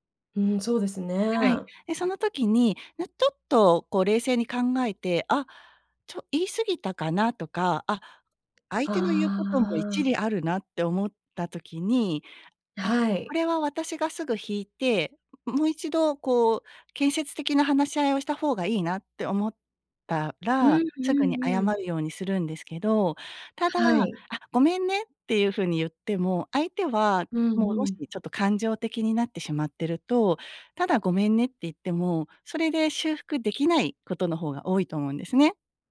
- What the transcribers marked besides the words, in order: none
- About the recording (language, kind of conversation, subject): Japanese, podcast, うまく謝るために心がけていることは？